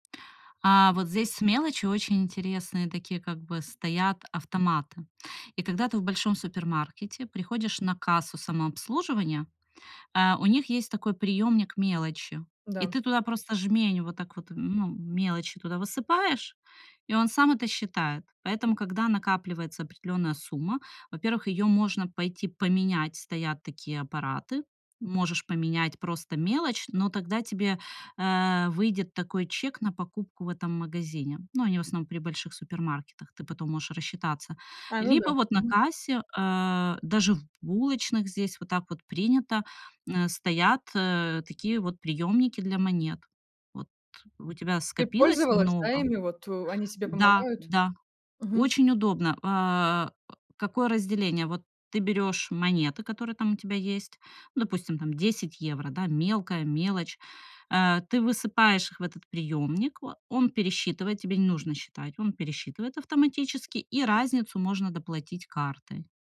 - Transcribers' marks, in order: none
- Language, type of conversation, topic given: Russian, podcast, Как ты чаще всего расплачиваешься — картой, телефоном или наличными, и почему?